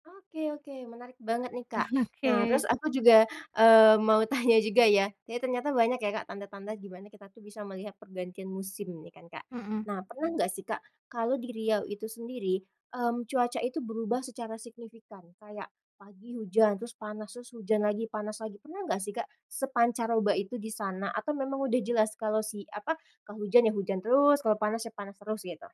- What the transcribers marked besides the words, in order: chuckle; laughing while speaking: "tanya"
- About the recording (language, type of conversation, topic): Indonesian, podcast, Tanda-tanda alam apa yang kamu perhatikan untuk mengetahui pergantian musim?